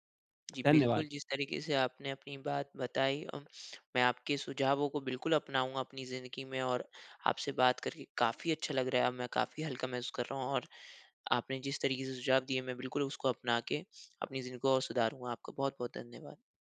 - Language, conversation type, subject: Hindi, advice, जब प्रगति धीमी हो या दिखाई न दे और निराशा हो, तो मैं क्या करूँ?
- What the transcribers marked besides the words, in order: tapping